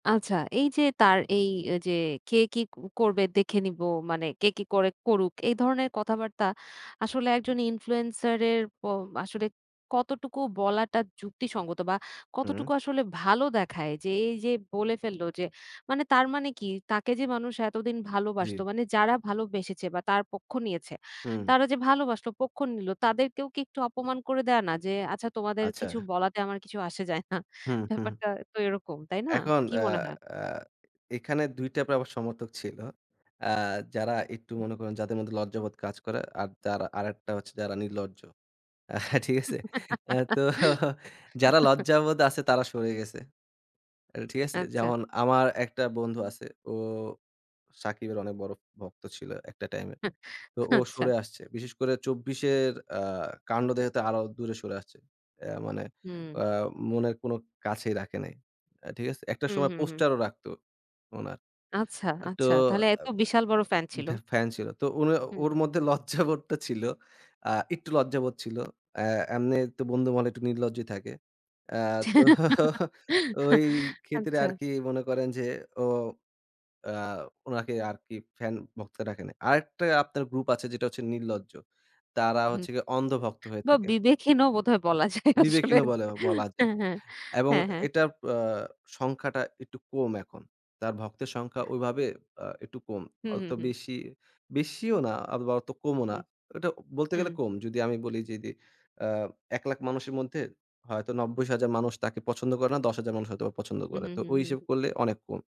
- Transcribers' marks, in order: laughing while speaking: "যায় না। ব্যাপারটা"; laughing while speaking: "হুম, হুম"; laugh; laughing while speaking: "আ ঠিক আছে? আ তো"; chuckle; laughing while speaking: "আচ্ছা"; laughing while speaking: "লজ্জাবোধটা ছিল"; laugh; laughing while speaking: "তো"; laughing while speaking: "আচ্ছা"; laughing while speaking: "বলা যায় আসলে"; chuckle
- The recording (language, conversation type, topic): Bengali, podcast, কোনো প্রভাবকের ভুল হলে তাকে ক্ষমা করা উচিত কি না, এবং কেন?